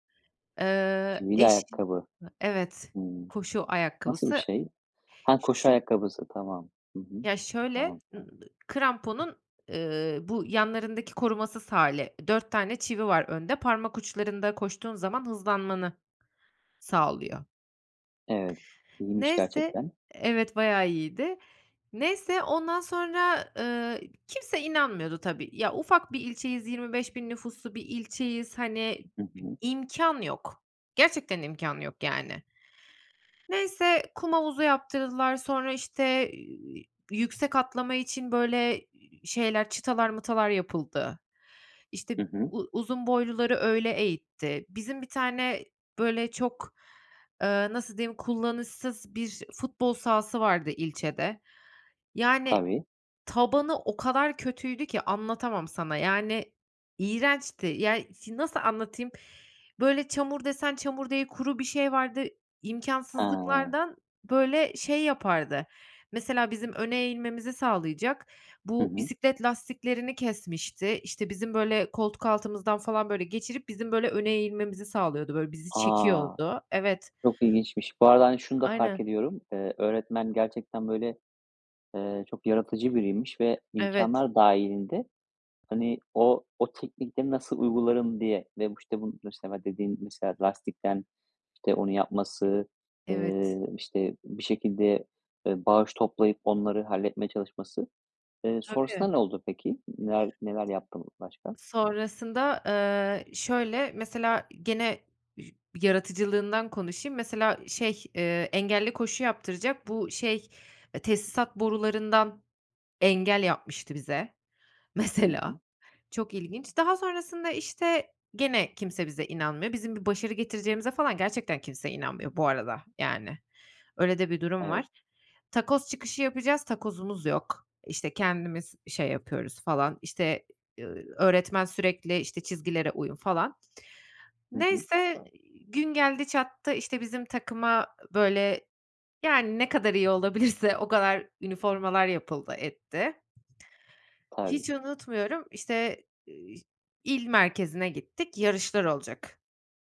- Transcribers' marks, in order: other background noise; other noise; tapping
- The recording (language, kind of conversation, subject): Turkish, podcast, Bir öğretmen seni en çok nasıl etkiler?